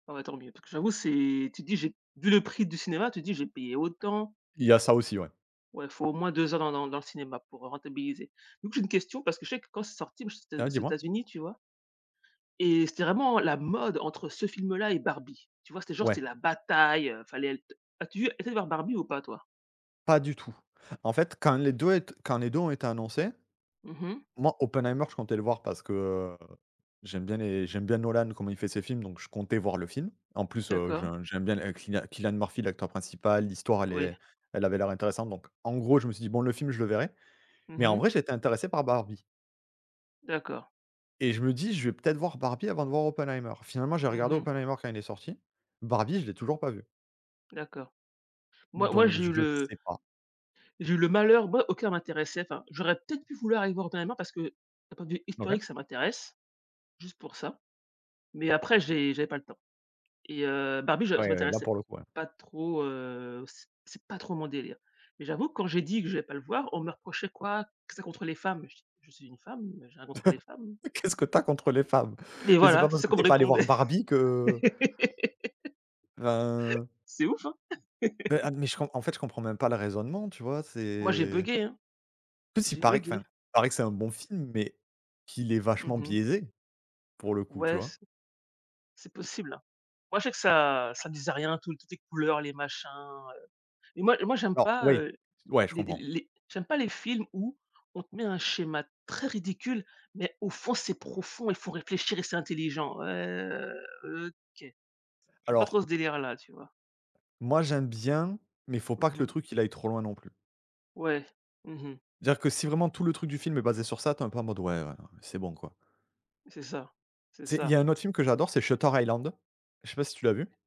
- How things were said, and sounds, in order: other background noise; tapping; stressed: "bataille"; chuckle; laughing while speaking: "Qu'est-ce que tu as contre les femmes ?"; laugh
- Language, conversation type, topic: French, unstructured, Comment décrirais-tu un bon film ?